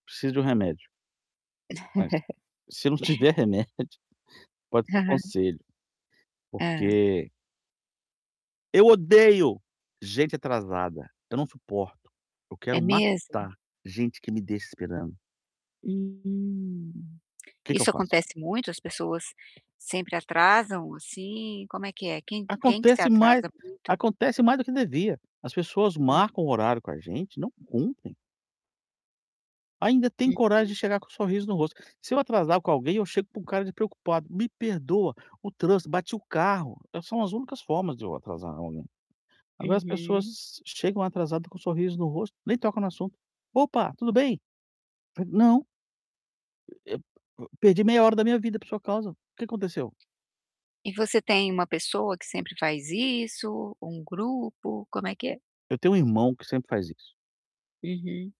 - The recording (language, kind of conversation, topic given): Portuguese, advice, Como posso lidar com atrasos e cancelamentos de viagens?
- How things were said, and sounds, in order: static; chuckle; laughing while speaking: "se não tiver remédio"; chuckle; tapping; drawn out: "Hum"; distorted speech; unintelligible speech